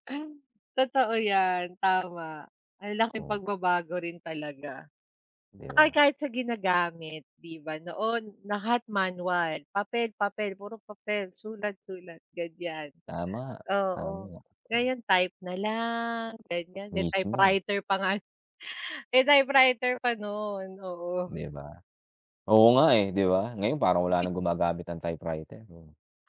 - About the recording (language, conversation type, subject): Filipino, unstructured, Ano ang tingin mo sa epekto ng teknolohiya sa lipunan?
- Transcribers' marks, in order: other background noise